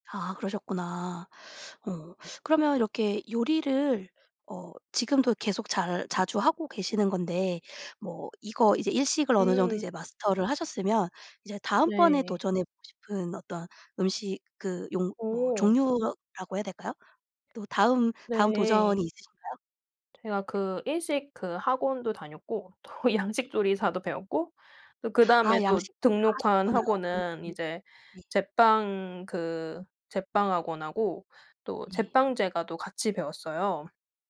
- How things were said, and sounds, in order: other background noise; laughing while speaking: "또"
- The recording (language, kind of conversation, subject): Korean, podcast, 요리를 새로 배우면서 가장 인상 깊었던 경험은 무엇인가요?